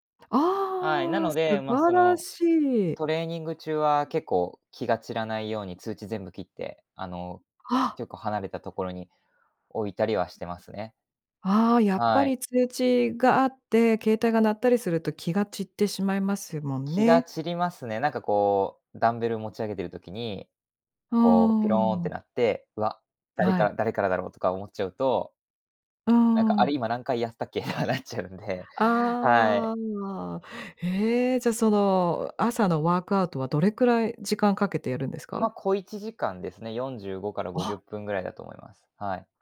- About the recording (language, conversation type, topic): Japanese, podcast, 毎日のスマホの使い方で、特に気をつけていることは何ですか？
- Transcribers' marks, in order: laughing while speaking: "やったっけ、あ、なっちゃうんで"